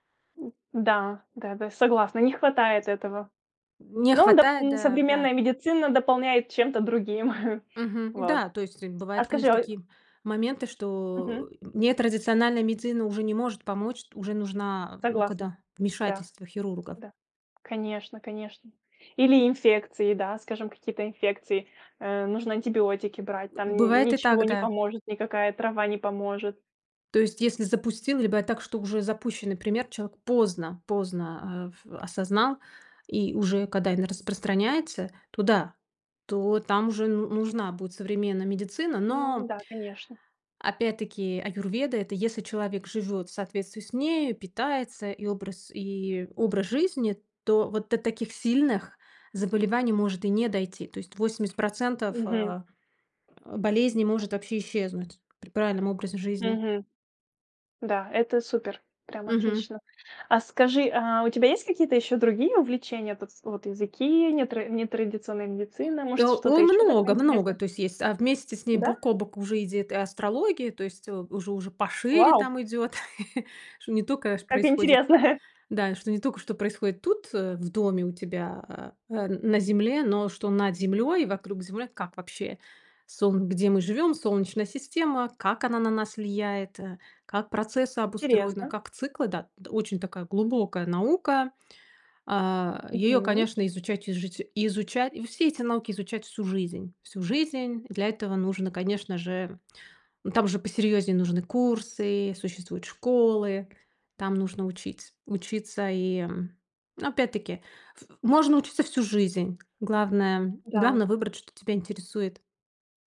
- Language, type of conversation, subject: Russian, podcast, Что помогает тебе не бросать новое занятие через неделю?
- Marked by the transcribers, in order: tapping; laughing while speaking: "другим"; chuckle; other background noise; chuckle